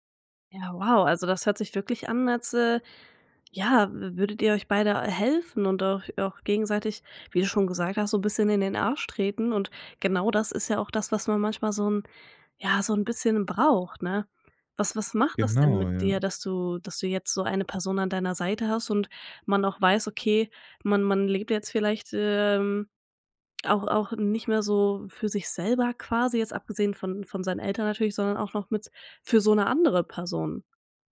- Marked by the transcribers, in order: none
- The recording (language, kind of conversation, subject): German, podcast, Wann hat ein Zufall dein Leben komplett verändert?